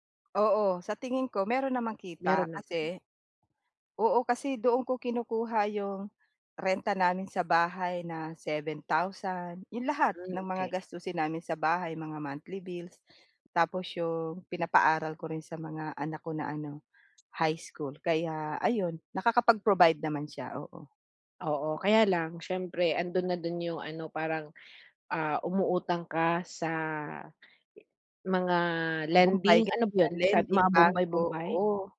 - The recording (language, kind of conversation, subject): Filipino, advice, Paano ko pamamahalaan ang limitadong daloy ng salapi ng maliit kong negosyo?
- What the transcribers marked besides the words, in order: other background noise; in English: "monthly bills"